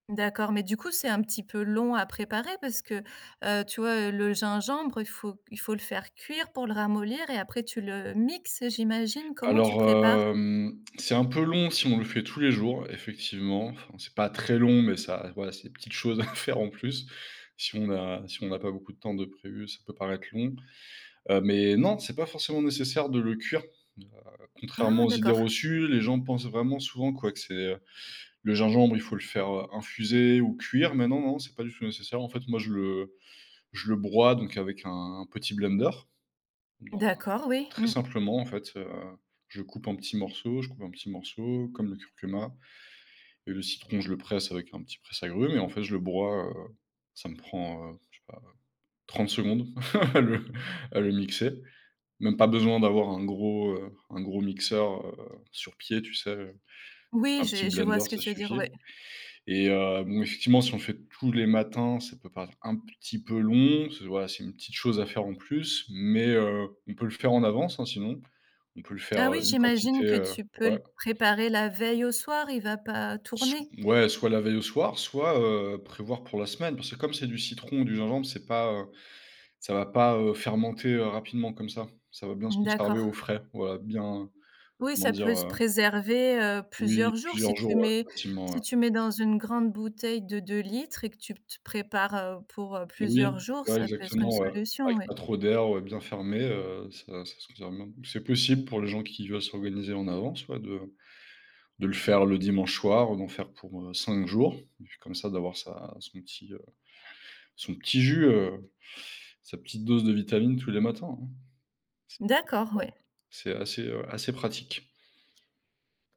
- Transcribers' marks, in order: stressed: "très"; laughing while speaking: "à"; laughing while speaking: "à le"; tapping; unintelligible speech
- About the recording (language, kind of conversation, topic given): French, podcast, Que fais-tu dans ta routine matinale pour bien démarrer la journée ?